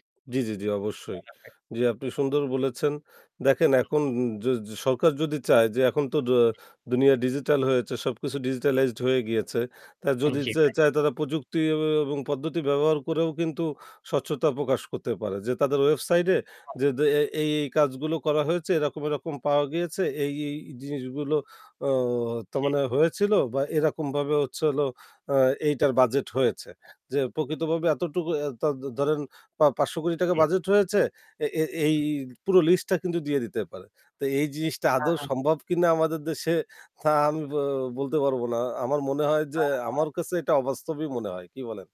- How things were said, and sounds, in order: static; distorted speech; "প্রকৃতভাবে" said as "পকিতবাবে"; other noise
- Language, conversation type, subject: Bengali, unstructured, সরকারের তথ্য প্রকাশ কতটা স্বচ্ছ হওয়া উচিত?